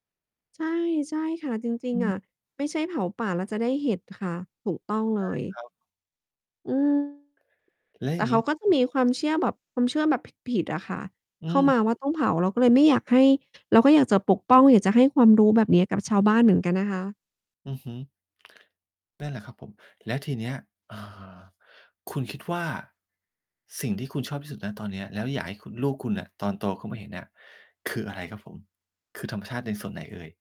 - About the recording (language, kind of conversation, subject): Thai, podcast, ความงามของธรรมชาติแบบไหนที่ทำให้คุณอยากปกป้องมากที่สุด?
- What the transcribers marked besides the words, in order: distorted speech; tapping